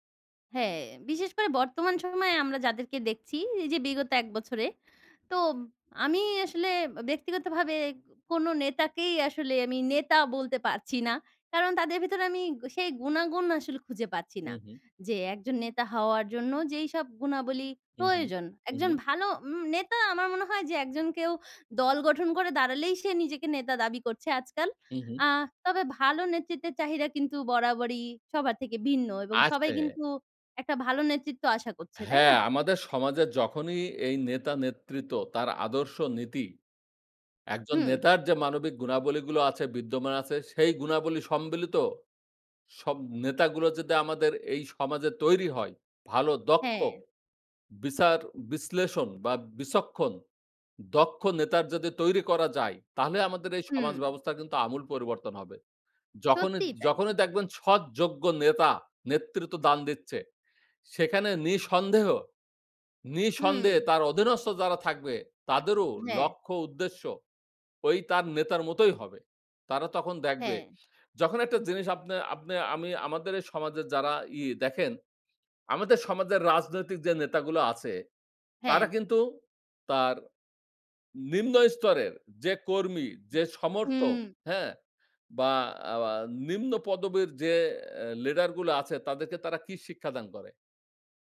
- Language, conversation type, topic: Bengali, unstructured, আপনার মতে ভালো নেতৃত্বের গুণগুলো কী কী?
- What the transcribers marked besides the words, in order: "নেতা-নেতৃত্ব" said as "নেতা-নেতৃত"; "সম্মিলিত" said as "সম্বিলিত"